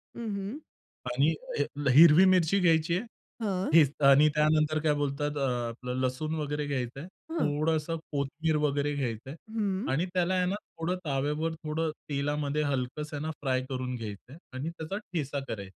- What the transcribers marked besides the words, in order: none
- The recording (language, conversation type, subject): Marathi, podcast, स्वयंपाक करायला तुम्हाला काय आवडते?